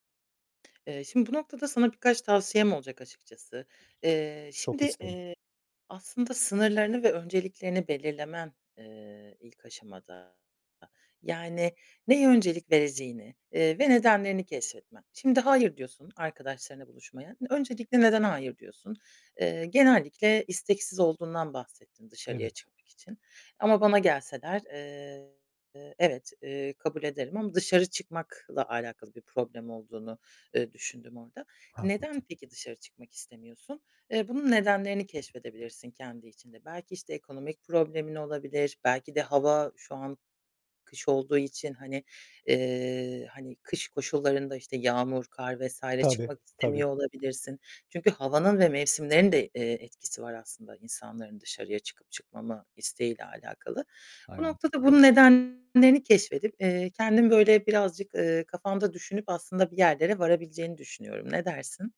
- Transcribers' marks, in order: other background noise; distorted speech; tapping
- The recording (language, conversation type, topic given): Turkish, advice, Sosyal davetlere hayır dediğimde neden suçluluk hissediyorum?